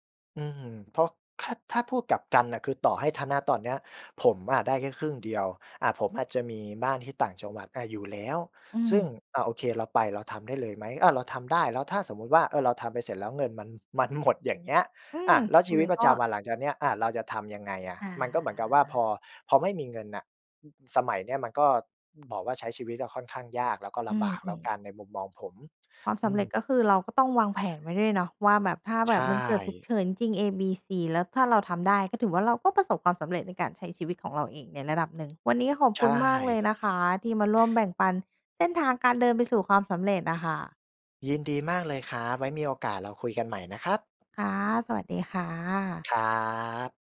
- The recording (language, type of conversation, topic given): Thai, podcast, คุณวัดความสำเร็จด้วยเงินเพียงอย่างเดียวหรือเปล่า?
- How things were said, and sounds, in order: laughing while speaking: "หมด"; other background noise